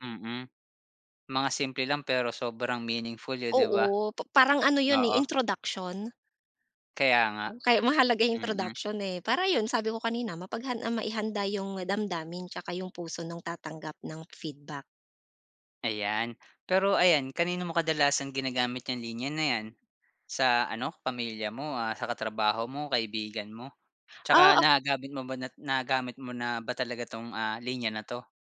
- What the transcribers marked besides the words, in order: other background noise; in English: "introduction"; in English: "feedback"
- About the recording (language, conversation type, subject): Filipino, podcast, Paano ka nagbibigay ng puna nang hindi nasasaktan ang loob ng kausap?